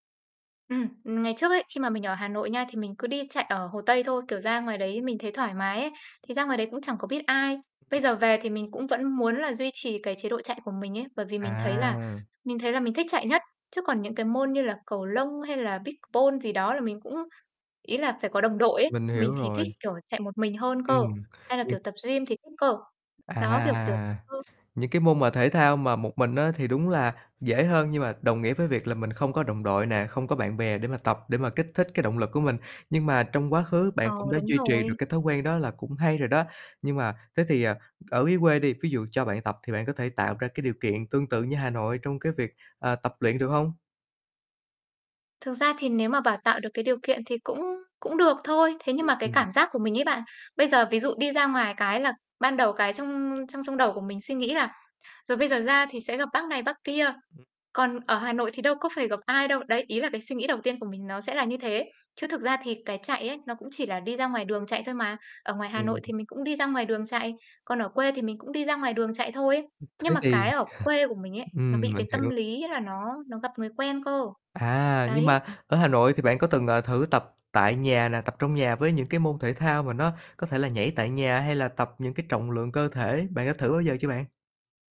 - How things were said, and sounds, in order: tapping; unintelligible speech; other background noise; distorted speech; unintelligible speech; unintelligible speech; unintelligible speech; chuckle; mechanical hum
- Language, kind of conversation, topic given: Vietnamese, advice, Làm thế nào để tôi có động lực tập thể dục đều đặn hơn?